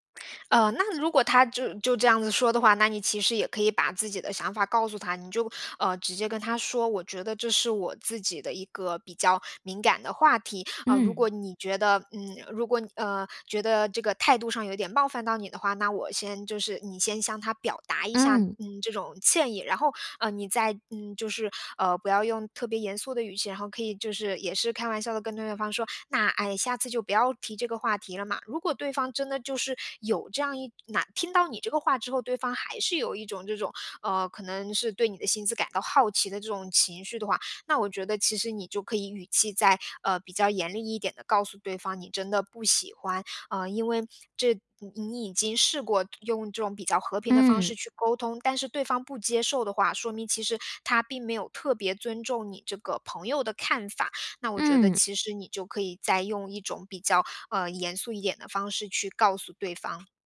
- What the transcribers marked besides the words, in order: none
- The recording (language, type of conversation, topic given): Chinese, advice, 如何才能不尴尬地和别人谈钱？